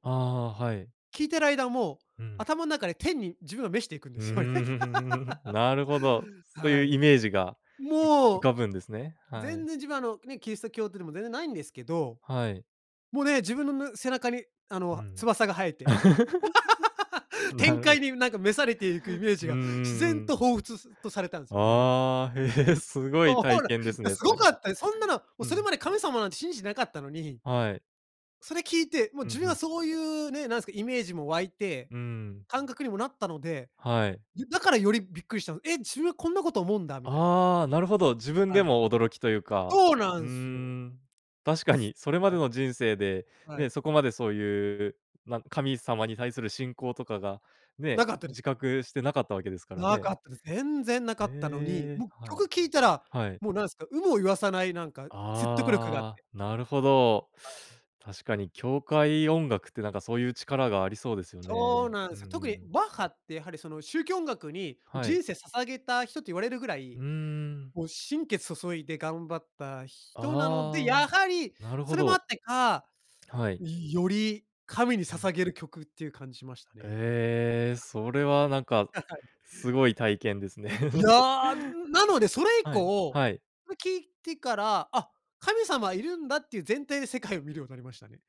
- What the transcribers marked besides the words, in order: laugh; laugh; joyful: "天界に、なんか、召されていく"; chuckle; anticipating: "ほ ほら、や、すごかったで そんなの"; anticipating: "そうなんすよ"; other noise; tapping; other background noise; anticipating: "やはり"; anticipating: "いやあ、なのでそれ以降"; chuckle
- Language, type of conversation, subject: Japanese, podcast, 初めて強く心に残った曲を覚えていますか？